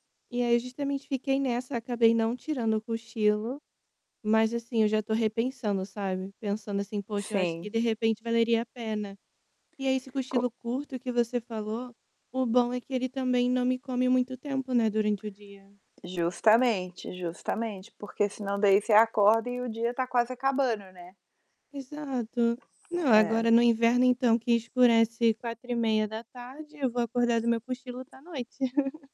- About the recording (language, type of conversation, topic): Portuguese, advice, Como posso usar cochilos para aumentar minha energia durante o dia sem atrapalhar o sono à noite?
- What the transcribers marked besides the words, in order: static; tapping; distorted speech; chuckle